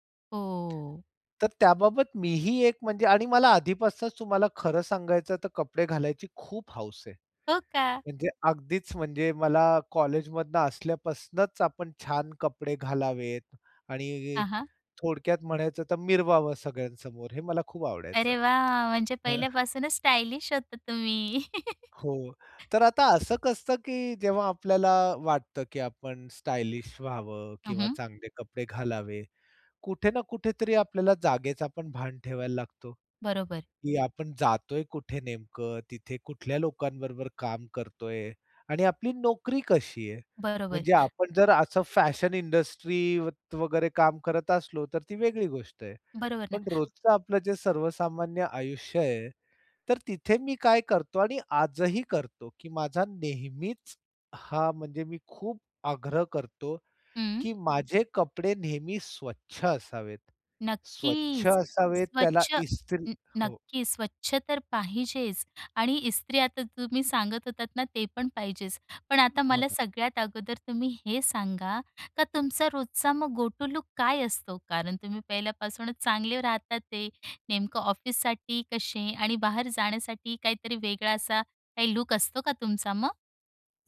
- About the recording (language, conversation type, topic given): Marathi, podcast, तू तुझ्या दैनंदिन शैलीतून स्वतःला कसा व्यक्त करतोस?
- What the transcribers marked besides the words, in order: drawn out: "हो"; tapping; joyful: "अरे, वाह! म्हणजे पहिल्यापासूनच स्टायलिश होता तुम्ही"; laugh; other background noise; in English: "फॅशन इंडस्ट्रीत"; drawn out: "नक्कीच"; in English: "गोटू लूक"